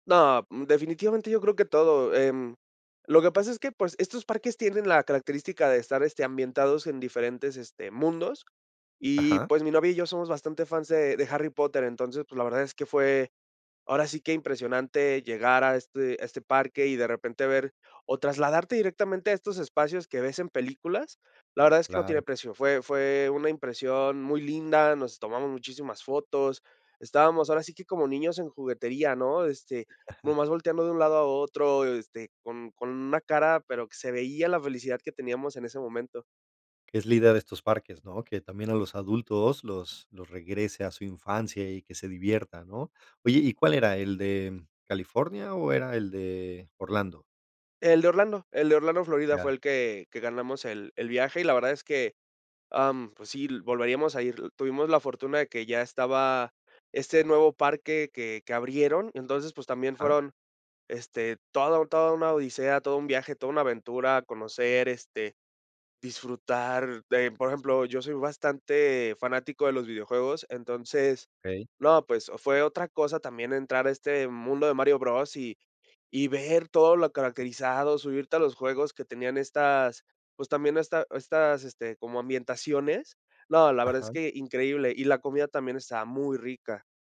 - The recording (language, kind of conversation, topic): Spanish, podcast, ¿Me puedes contar sobre un viaje improvisado e inolvidable?
- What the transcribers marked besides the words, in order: none